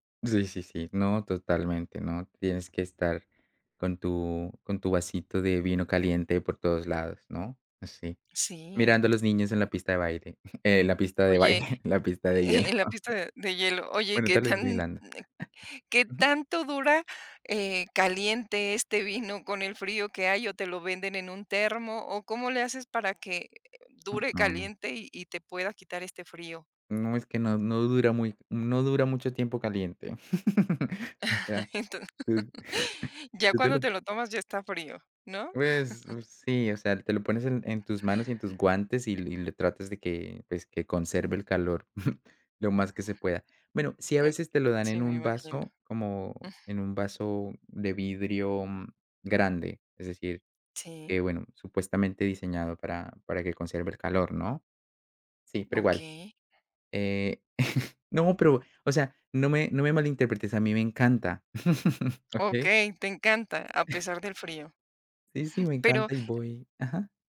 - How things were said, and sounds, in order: chuckle; laughing while speaking: "Eh"; laughing while speaking: "baile"; laughing while speaking: "hielo"; other noise; chuckle; laughing while speaking: "Enton"; chuckle; chuckle; chuckle; chuckle; chuckle
- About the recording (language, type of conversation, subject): Spanish, podcast, ¿Cuál es un mercado local que te encantó y qué lo hacía especial?